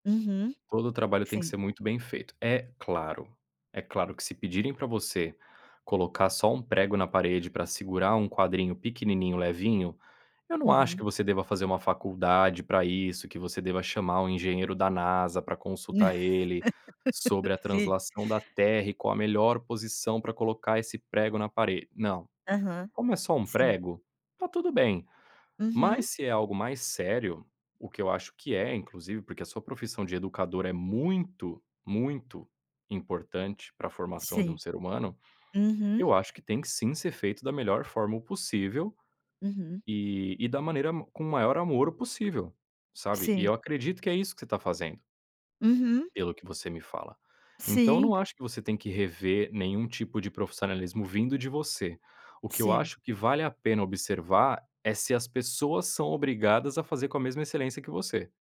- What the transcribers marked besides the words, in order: laugh; tapping; other background noise
- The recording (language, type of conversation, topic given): Portuguese, advice, Como posso negociar uma divisão mais justa de tarefas com um colega de equipe?